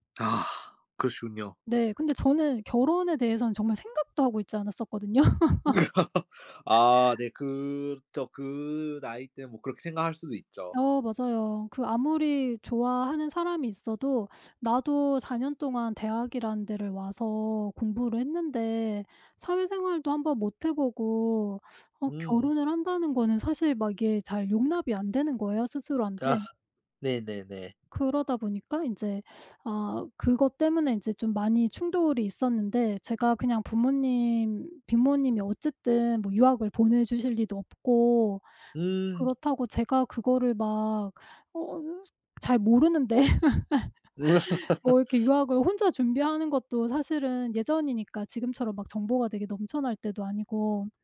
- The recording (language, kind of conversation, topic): Korean, podcast, 가족의 진로 기대에 대해 어떻게 느끼시나요?
- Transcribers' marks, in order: other background noise; laugh; laughing while speaking: "않았었거든요"; laugh; laugh; laugh